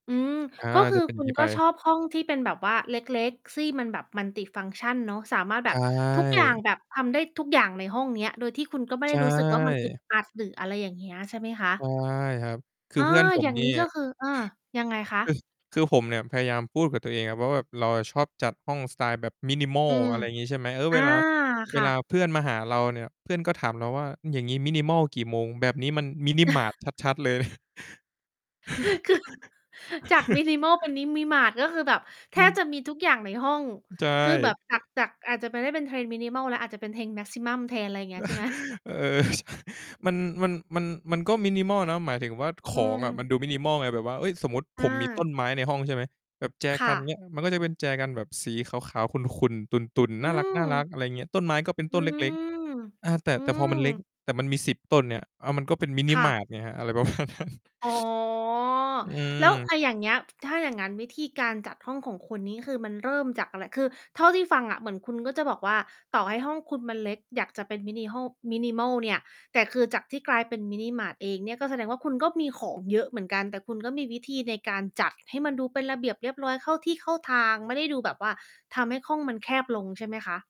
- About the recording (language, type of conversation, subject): Thai, podcast, มีเคล็ดลับจัดห้องเล็กให้ดูกว้างไหม?
- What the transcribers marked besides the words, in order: distorted speech; "ที่" said as "ซี่"; in English: "Multifunction"; chuckle; laughing while speaking: "คือ"; chuckle; "Mini-mart" said as "นิมิมาร์ต"; other background noise; in English: "maximum"; chuckle; laughing while speaking: "ประมาณนั้น"; drawn out: "อ๋อ"